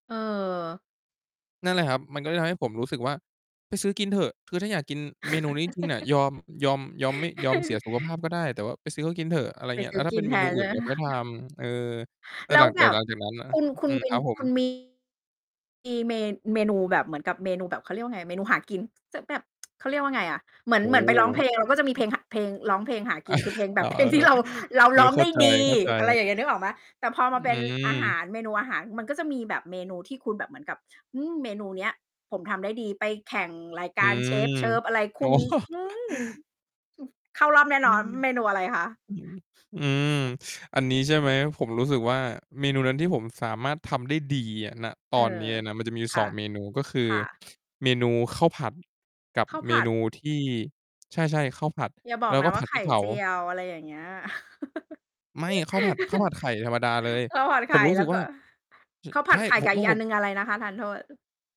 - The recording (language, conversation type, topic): Thai, podcast, ทำอาหารเองแล้วคุณรู้สึกอย่างไรบ้าง?
- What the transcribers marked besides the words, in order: laugh; other background noise; laughing while speaking: "คะ ?"; chuckle; mechanical hum; distorted speech; tsk; chuckle; stressed: "ดี"; laughing while speaking: "อ๋อ"; chuckle; stressed: "ดี"; laugh; laughing while speaking: "ข้าว"